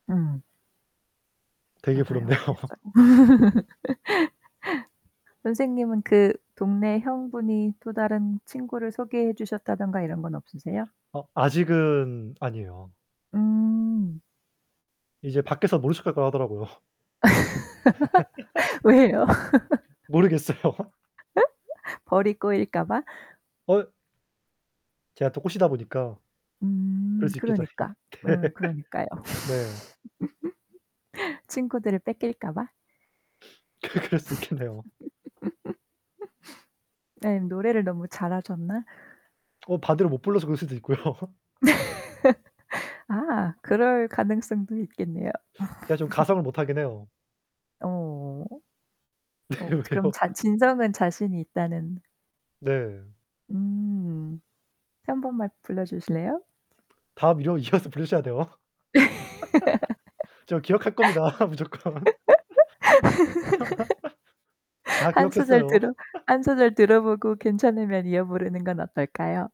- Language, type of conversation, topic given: Korean, unstructured, 취미 활동을 하면서 새로운 친구를 사귄 경험이 있으신가요?
- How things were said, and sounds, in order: static; laugh; giggle; laughing while speaking: "하더라고요"; giggle; laugh; giggle; tapping; laugh; giggle; giggle; laughing while speaking: "네"; laugh; chuckle; laughing while speaking: "그 그럴 수"; chuckle; laughing while speaking: "있고요"; laugh; other background noise; laugh; giggle; laugh; laughing while speaking: "왜요?"; laughing while speaking: "이어서 부르셔야"; laugh; giggle; laughing while speaking: "겁니다. 무조건"; giggle